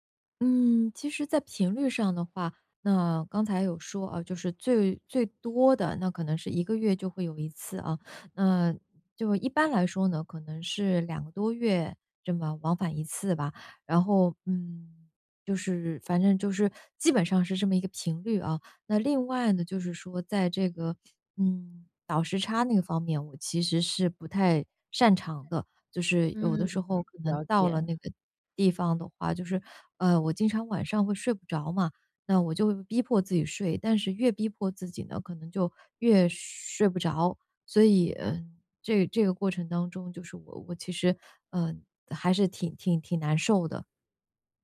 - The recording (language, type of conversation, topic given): Chinese, advice, 旅行时我常感到压力和焦虑，怎么放松？
- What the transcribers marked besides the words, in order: none